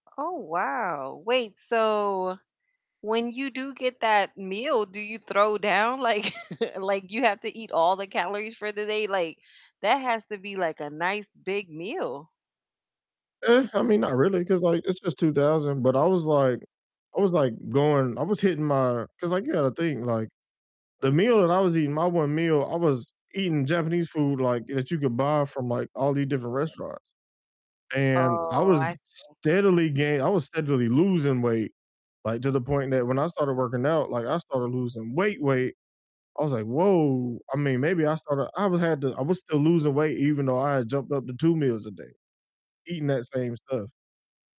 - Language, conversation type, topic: English, unstructured, What foods feel nourishing and comforting to you, and how do you balance comfort and health?
- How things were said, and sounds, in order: laughing while speaking: "Like"; chuckle; distorted speech